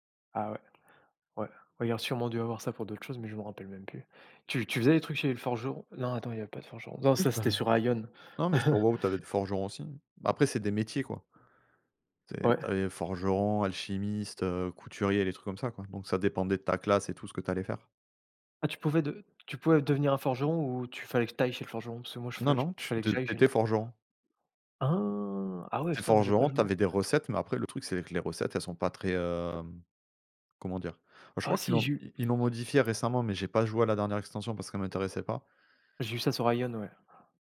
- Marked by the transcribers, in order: chuckle; stressed: "tu ailles"; surprised: "Ah !"
- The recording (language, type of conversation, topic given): French, unstructured, Quels effets les jeux vidéo ont-ils sur votre temps libre ?